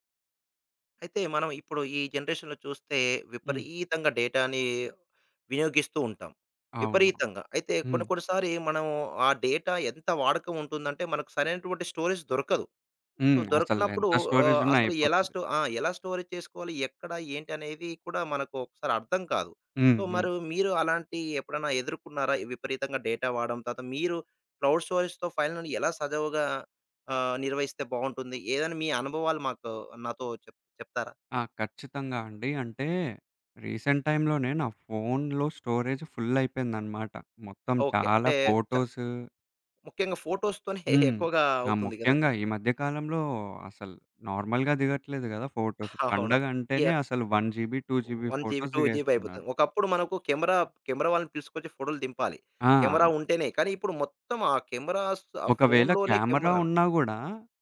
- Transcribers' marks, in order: in English: "జనరేషన్‌లో"; in English: "డేటాని"; in English: "డేటా"; in English: "స్టోరేజ్"; in English: "సో"; tapping; in English: "స్టోరేజ్"; in English: "స్టోరేజ్"; in English: "సో"; in English: "డేటా"; in English: "క్లౌడ్ స్టోరేజ్‌తో"; "ఫైనలని" said as "ఫైళ్ళని"; "సజీవంగా?" said as "సజావుగా?"; in English: "రీసెంట్ టైమ్‌లోనే"; in English: "స్టోరేజ్"; in English: "ఫోటోసు"; in English: "ఫోటోస్‌తోనే"; chuckle; in English: "నార్మల్‌గా"; in English: "ఫోటోస్"; laughing while speaking: "అవును"; other background noise; in English: "వన్ జీబీ, టు జీబీ"; in English: "వన్ జీబీ టు జీబీ ఫోటోస్"; in English: "కెమెరాస్"
- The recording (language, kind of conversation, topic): Telugu, podcast, క్లౌడ్ నిల్వను ఉపయోగించి ఫైళ్లను సజావుగా ఎలా నిర్వహిస్తారు?